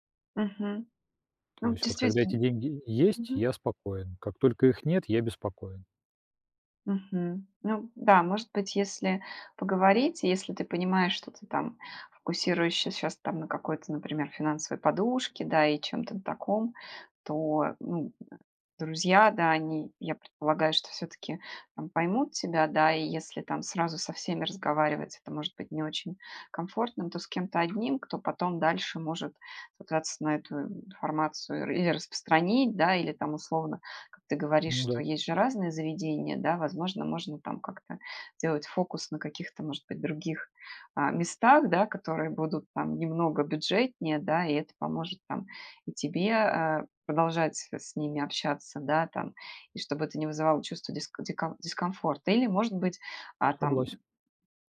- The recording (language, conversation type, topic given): Russian, advice, Как справляться с неловкостью из-за разницы в доходах среди знакомых?
- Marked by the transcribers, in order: "фокусируешься" said as "фокусируещящся"; other background noise; tapping